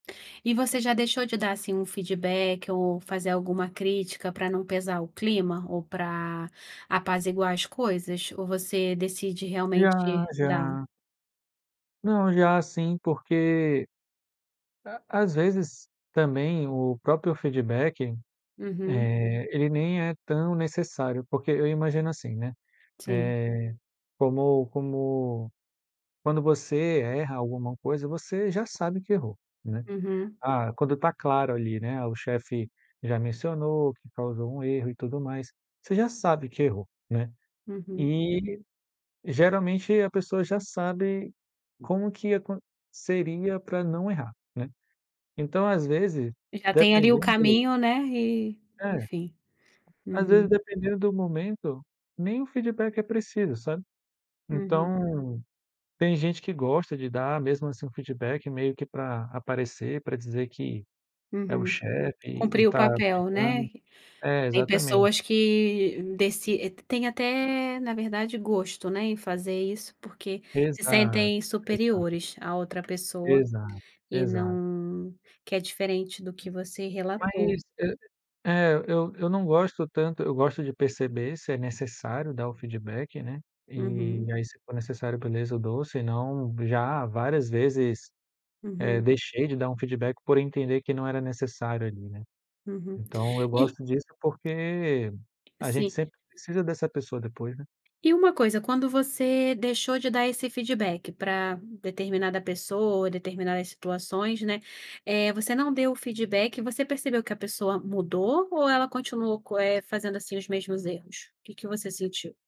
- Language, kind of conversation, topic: Portuguese, podcast, Qual é a sua relação com críticas e feedback?
- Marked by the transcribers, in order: tapping